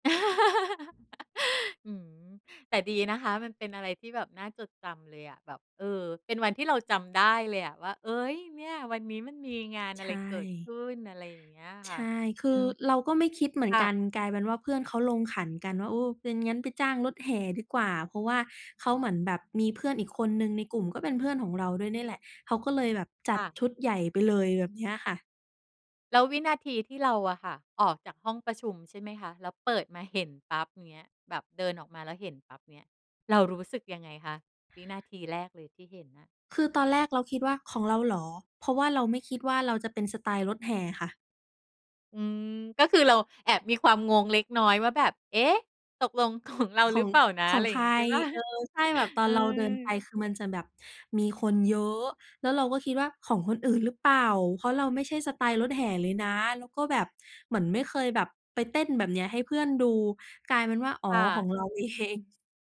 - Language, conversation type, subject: Thai, podcast, คุณช่วยเล่าเรื่องวันรับปริญญาที่ประทับใจให้ฟังหน่อยได้ไหม?
- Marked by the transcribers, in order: laugh; other background noise; laughing while speaking: "ของ"; chuckle; laughing while speaking: "เปล่า ?"; chuckle